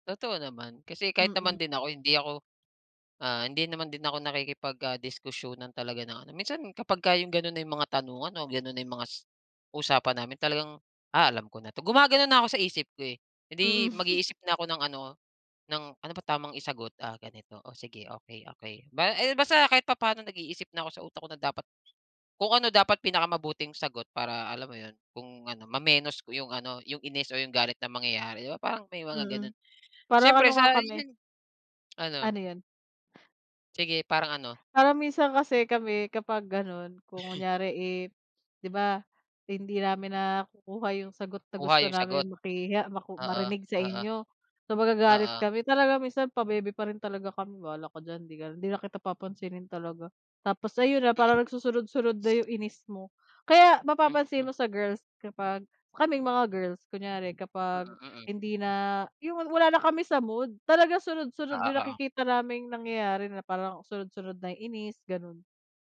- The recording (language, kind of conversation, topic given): Filipino, unstructured, Ano ang ginagawa mo upang mapanatili ang saya sa relasyon?
- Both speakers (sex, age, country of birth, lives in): female, 30-34, United Arab Emirates, Philippines; male, 35-39, Philippines, Philippines
- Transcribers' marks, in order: chuckle; tapping; other noise; "makuha" said as "makiha"; chuckle